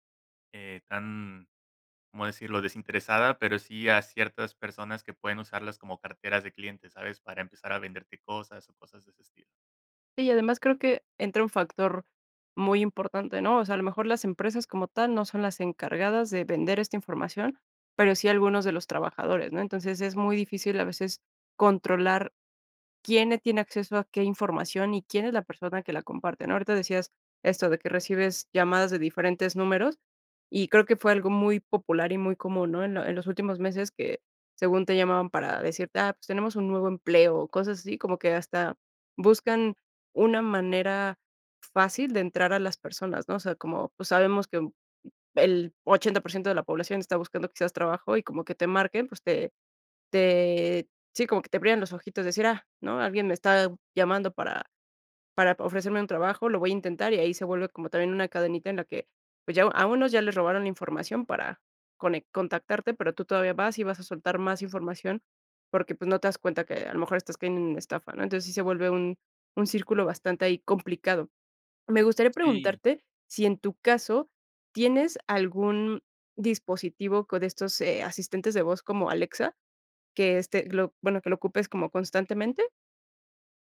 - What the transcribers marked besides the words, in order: none
- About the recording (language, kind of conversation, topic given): Spanish, podcast, ¿Qué te preocupa más de tu privacidad con tanta tecnología alrededor?